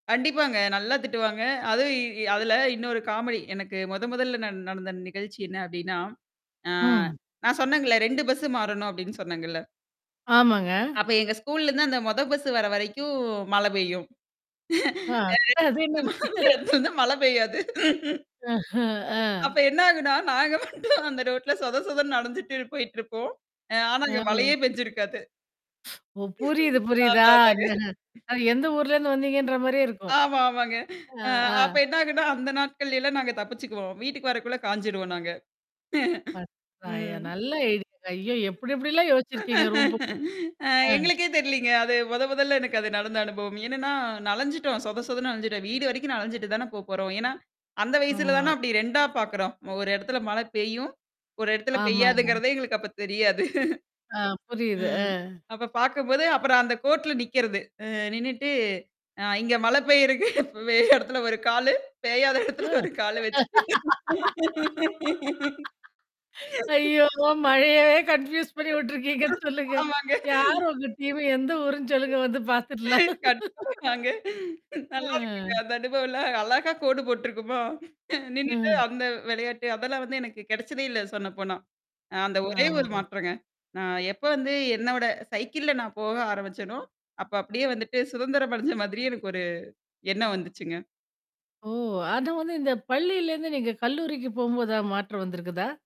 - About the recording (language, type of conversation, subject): Tamil, podcast, பள்ளிக் காலம் உங்கள் வாழ்க்கையில் என்னென்ன மாற்றங்களை கொண்டு வந்தது?
- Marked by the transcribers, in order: unintelligible speech; distorted speech; in English: "காமெடி"; tapping; in English: "ஸ்கூல்லருந்து"; laughing while speaking: "அது என்னங்க?"; laughing while speaking: "அ. வந்து மழை பெய்யாது"; unintelligible speech; other noise; mechanical hum; laughing while speaking: "நாங்க மட்டும் அந்த ரோட்ல சொத சொதனு நனஞ்சுட்டு போயிட்டுருப்போம்"; in English: "ரோட்ல"; teeth sucking; laughing while speaking: "அதா அதாங்க"; laughing while speaking: "அ அப்ப என்ன ஆகுன்னா, அந்த நாட்கள்லல்லாம் நாங்க தப்பிச்சுக்குவோம். வீட்டுக்கு வரக்குள்ள காய்ஞ்சுருவோம் நாங்க"; unintelligible speech; chuckle; in English: "ஐடியாங்க"; laughing while speaking: "அ எங்களுக்கே தெரியலீங்க. அது மொத … ஒரு கால வச்சுட்டு"; in English: "ரூம்"; "நனஞ்சுட்டோம்" said as "நலஞ்சுட்டோம்"; "நனஞ்சுட்டோம்" said as "நலஞ்சுட்டோம்"; "நனஞ்சுட்டு" said as "நலஞ்சுட்டு"; laughing while speaking: "ஆ ஐயோ! மழையவே கன்ஃப்யூஸ் பண்ணி … சொல்லுங்க வந்து பார்த்துடலாம்?"; in English: "கன்ஃப்யூஸ்"; laughing while speaking: "ஆமாங்க"; in English: "டீம"; laughing while speaking: "கண்டிப்பாங்க அங்க. நல்லாருக்குங்க அந்த அனுபவம்ல்லாம் … எனக்கு கிடைச்சதே இல்ல"; other background noise; in English: "சைக்கிள்ல"; laughing while speaking: "சுதந்திரம் அடைஞ்ச மாதிரி எனக்கு ஒரு எண்ணம் வந்துச்சுங்க"